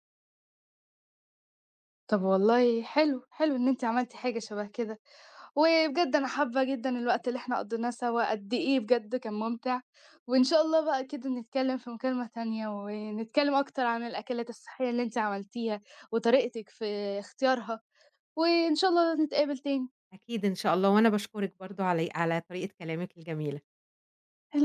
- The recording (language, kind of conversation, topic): Arabic, podcast, إزاي بتختار أكل صحي؟
- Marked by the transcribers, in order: none